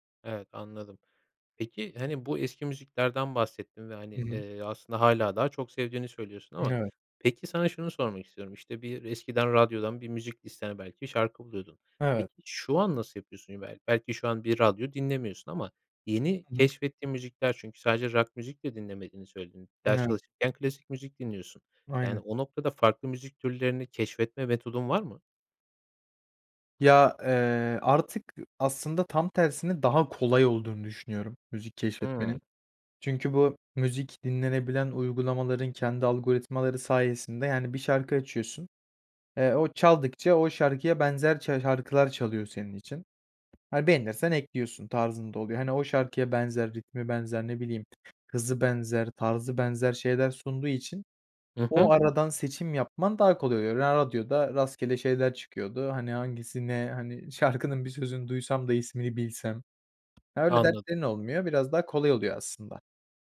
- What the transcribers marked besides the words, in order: tapping; other background noise; background speech
- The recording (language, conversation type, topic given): Turkish, podcast, Müzik zevkin zaman içinde nasıl değişti ve bu değişimde en büyük etki neydi?
- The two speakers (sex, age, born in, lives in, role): male, 20-24, Turkey, Poland, guest; male, 25-29, Turkey, Poland, host